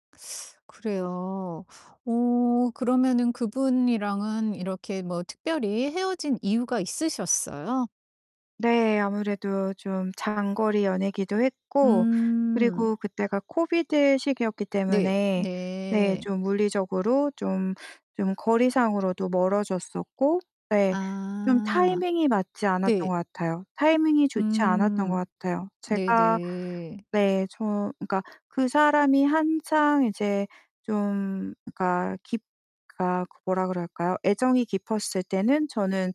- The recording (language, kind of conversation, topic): Korean, advice, 새로운 연애를 시작하는 것이 두려워 망설이는 마음을 어떻게 설명하시겠어요?
- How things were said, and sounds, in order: teeth sucking; other background noise; tapping